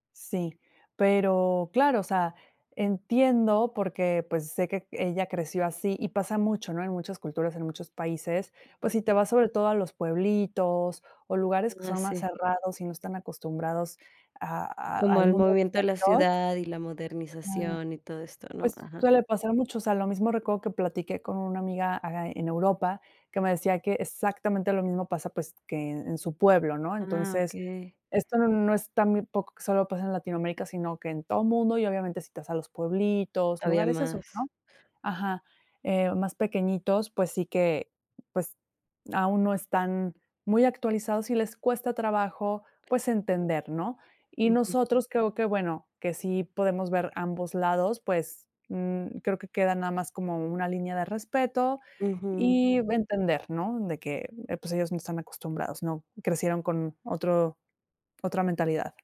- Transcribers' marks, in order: none
- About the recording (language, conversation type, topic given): Spanish, podcast, ¿Qué te hace sentir auténtico al vestirte?